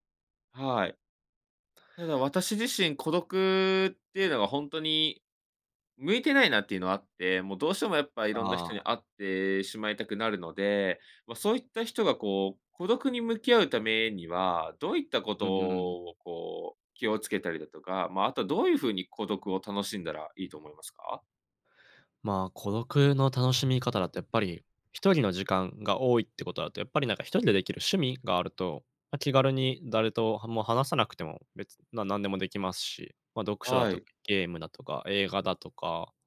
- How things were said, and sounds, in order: other background noise; unintelligible speech
- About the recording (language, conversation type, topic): Japanese, advice, 趣味に取り組む時間や友人と過ごす時間が減って孤独を感じるのはなぜですか？